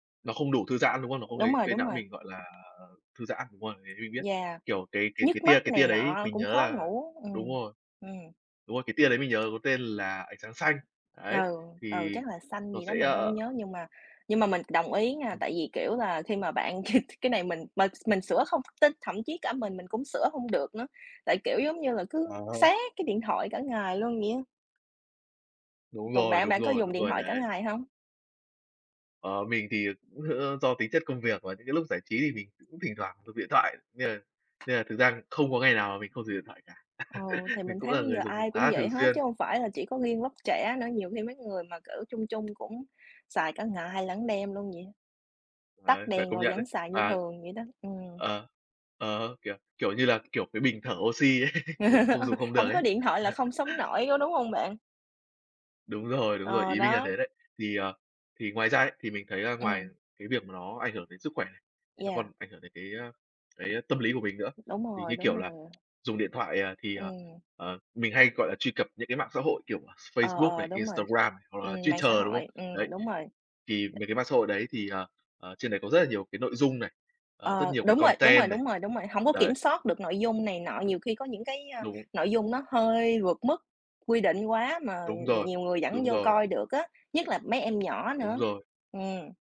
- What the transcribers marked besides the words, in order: other background noise; laughing while speaking: "cái"; tapping; laugh; laughing while speaking: "đấy"; laugh; laugh; in English: "content"
- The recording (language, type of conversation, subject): Vietnamese, unstructured, Bạn nghĩ sao về việc dùng điện thoại quá nhiều mỗi ngày?